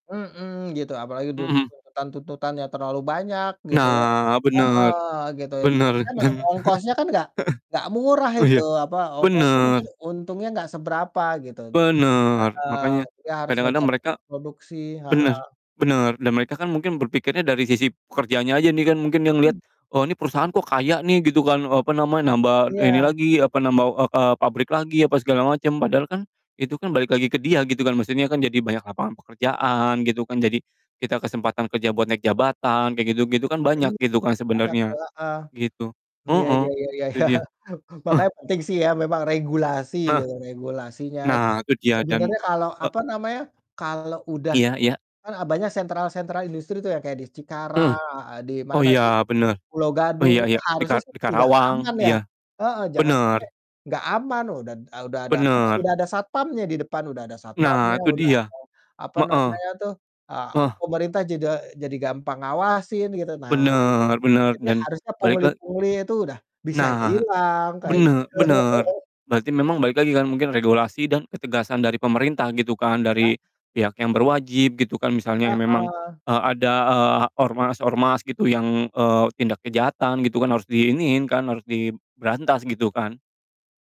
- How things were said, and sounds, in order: distorted speech; chuckle; laughing while speaking: "iya"; chuckle; other background noise; laugh
- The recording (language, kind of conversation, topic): Indonesian, unstructured, Bagaimana seharusnya pemerintah mengatasi masalah pengangguran?